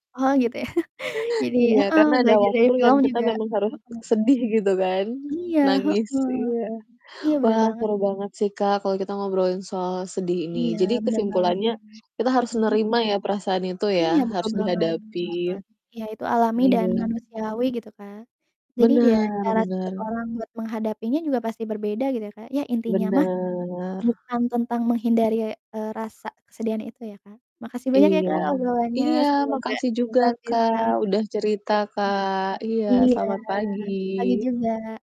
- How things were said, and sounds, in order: chuckle; mechanical hum; other background noise; static; distorted speech; drawn out: "Bener"; unintelligible speech; drawn out: "Iya"
- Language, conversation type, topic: Indonesian, unstructured, Apa yang menurutmu paling sulit saat menghadapi rasa sedih?